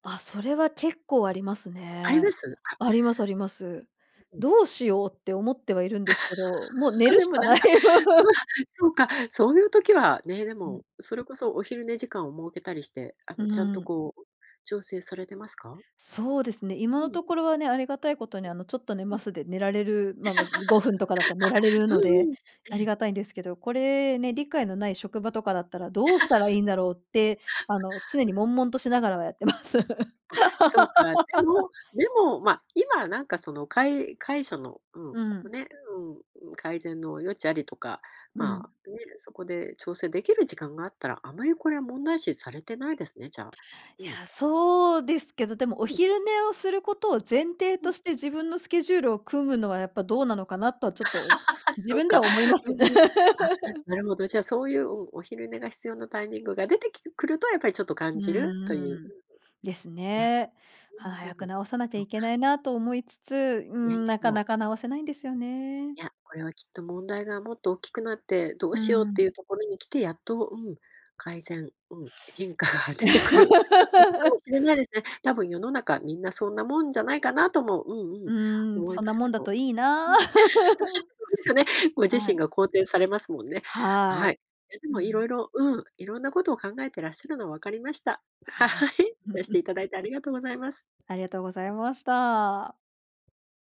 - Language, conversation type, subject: Japanese, podcast, 夜にスマホを使うと睡眠に影響があると感じますか？
- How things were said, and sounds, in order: laugh; laughing while speaking: "あ、でもなんか、うん、そうか"; laugh; laugh; laugh; laughing while speaking: "やってます"; laugh; laugh; laugh; laughing while speaking: "変化が出てくることかもしれないですね"; laugh; laugh; laughing while speaking: "はい"; chuckle